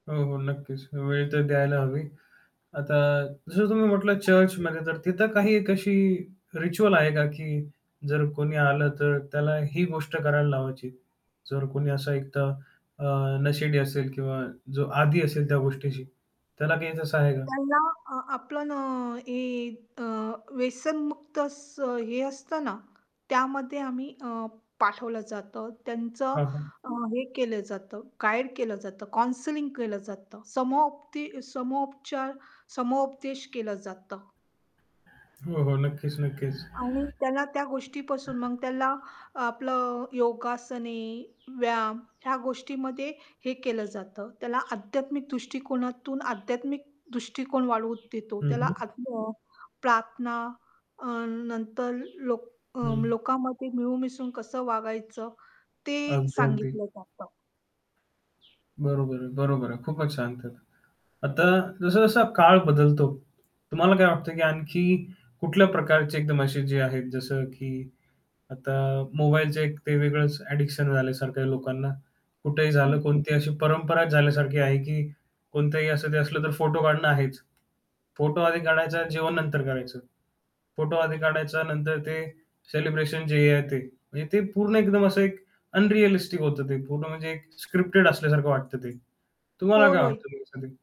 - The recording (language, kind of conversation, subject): Marathi, podcast, तुमच्या घरात एखादी गोड, विचित्र किंवा लाजिरवाणी परंपरा आहे का?
- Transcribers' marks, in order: static; other background noise; in English: "रिच्युअल"; distorted speech; in English: "काउन्सलिंग"; bird; tapping; in English: "ॲडिक्शन"; in English: "अनरिअलिस्टिक"; in English: "स्क्रिप्टेड"